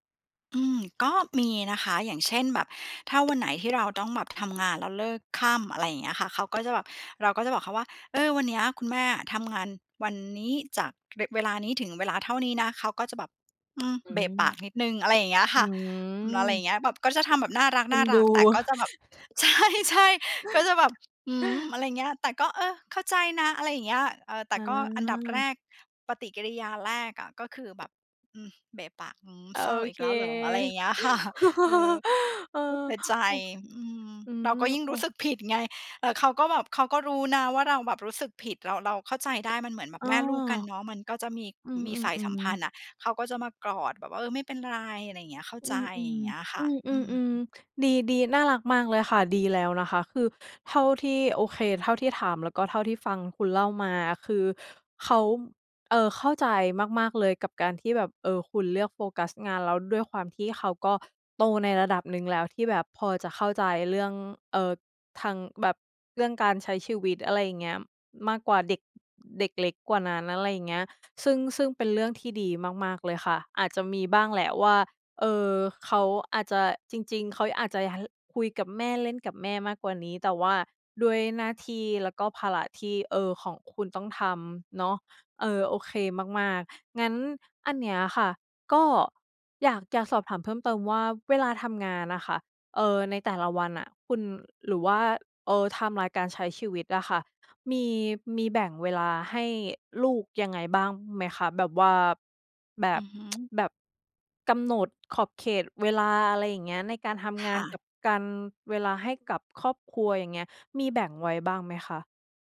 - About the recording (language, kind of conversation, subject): Thai, advice, คุณรู้สึกผิดอย่างไรเมื่อจำเป็นต้องเลือกงานมาก่อนครอบครัว?
- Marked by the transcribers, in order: tapping; drawn out: "อืม"; chuckle; laughing while speaking: "ใช่ ๆ"; chuckle; laughing while speaking: "ค่ะ"; other noise; in English: "ไทม์ไลน์"; tsk